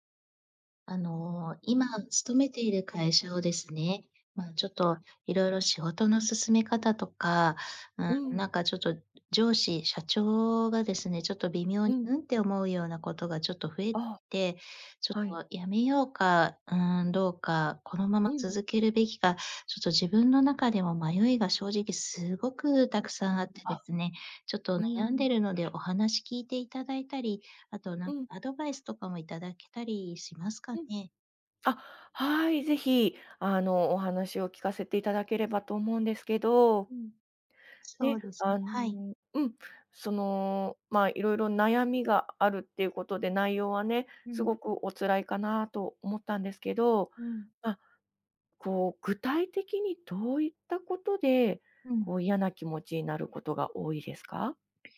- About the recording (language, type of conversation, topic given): Japanese, advice, 退職すべきか続けるべきか決められず悩んでいる
- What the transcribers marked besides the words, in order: other background noise; tapping